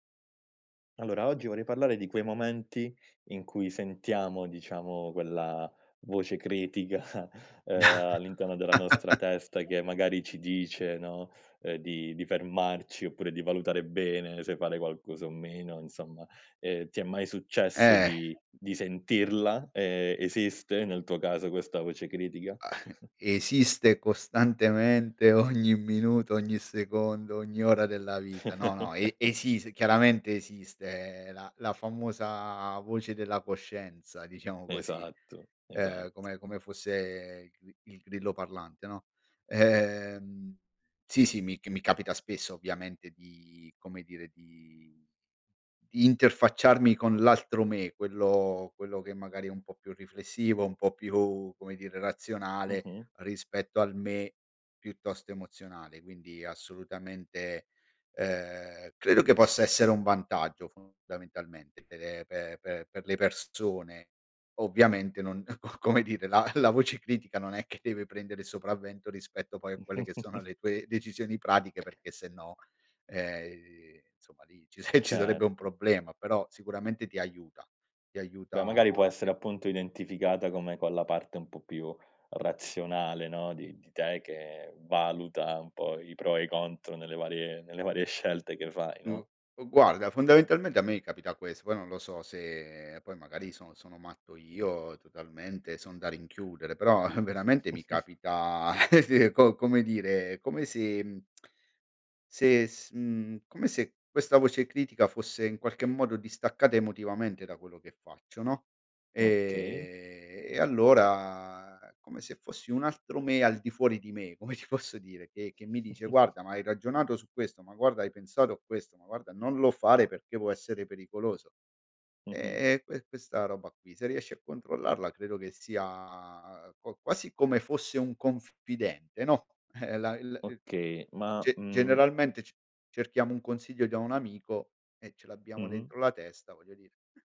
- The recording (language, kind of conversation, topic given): Italian, podcast, Come gestisci la voce critica dentro di te?
- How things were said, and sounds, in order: laughing while speaking: "critica"; laugh; tapping; other noise; chuckle; laughing while speaking: "ogni"; chuckle; laughing while speaking: "co come dire, la la voce critica non è che deve"; chuckle; laughing while speaking: "lì ci ci sarebbe un"; snort; laughing while speaking: "però"; laugh; tsk; laughing while speaking: "come ti posso dire"; snort; laughing while speaking: "eh"